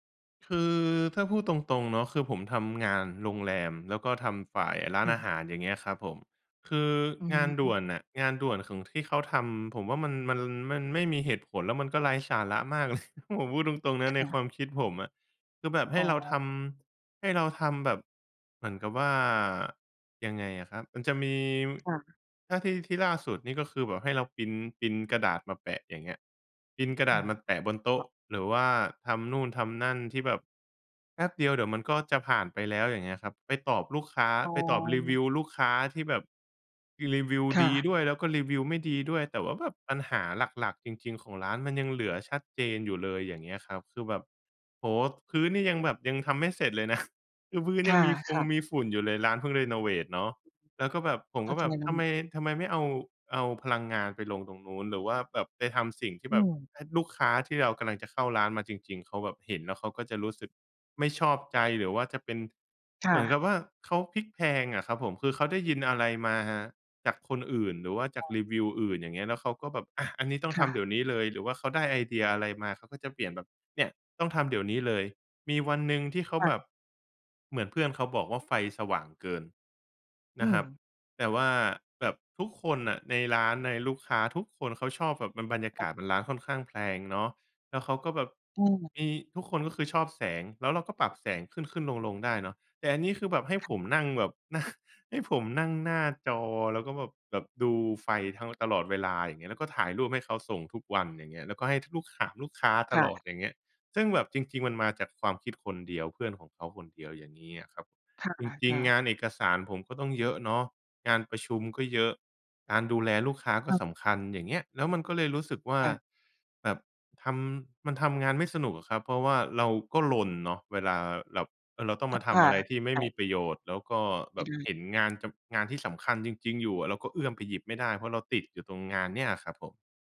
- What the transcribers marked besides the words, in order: chuckle; other background noise; chuckle; laughing while speaking: "นั่ง"; "แบบ" said as "แล็บ"; unintelligible speech
- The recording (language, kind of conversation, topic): Thai, advice, ควรทำอย่างไรเมื่อมีแต่งานด่วนเข้ามาตลอดจนทำให้งานสำคัญถูกเลื่อนอยู่เสมอ?